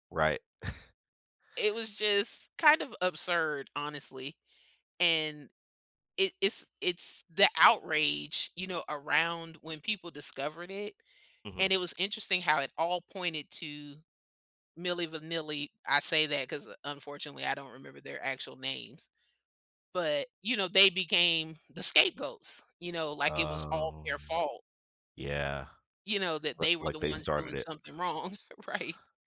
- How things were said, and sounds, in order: chuckle; laughing while speaking: "right?"
- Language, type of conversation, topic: English, unstructured, Does lip-syncing affect your enjoyment of live music performances?
- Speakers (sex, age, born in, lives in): female, 50-54, United States, United States; male, 35-39, United States, United States